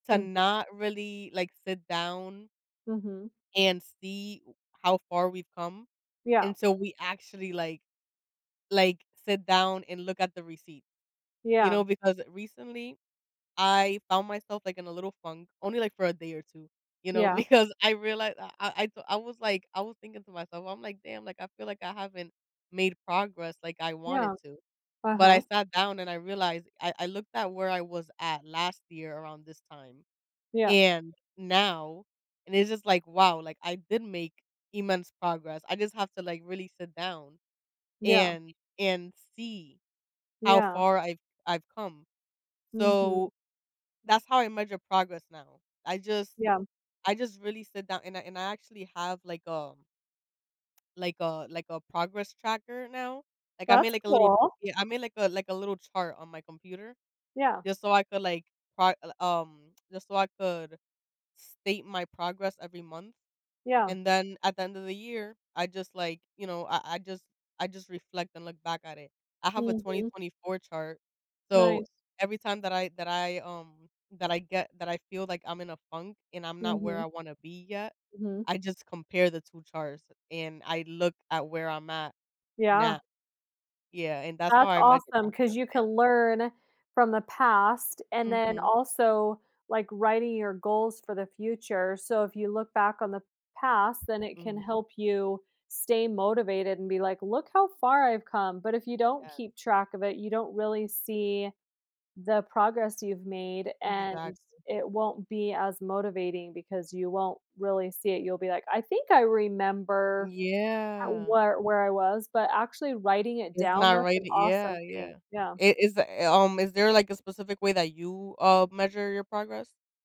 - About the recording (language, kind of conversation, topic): English, unstructured, What steps can you take in the next year to support your personal growth?
- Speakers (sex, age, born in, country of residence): female, 25-29, United States, United States; female, 45-49, United States, United States
- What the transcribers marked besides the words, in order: unintelligible speech; laughing while speaking: "because"; other background noise; drawn out: "Yeah"